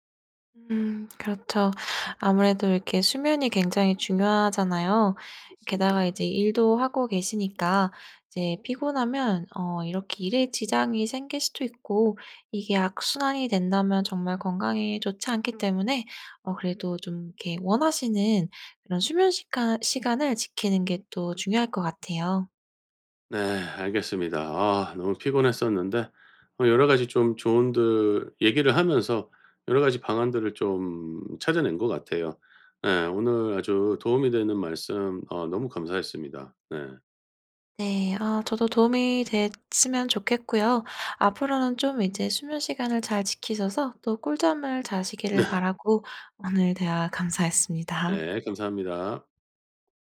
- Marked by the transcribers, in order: tapping; other background noise; laughing while speaking: "네"
- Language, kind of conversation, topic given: Korean, advice, 규칙적인 수면 습관을 지키지 못해서 낮에 계속 피곤한데 어떻게 하면 좋을까요?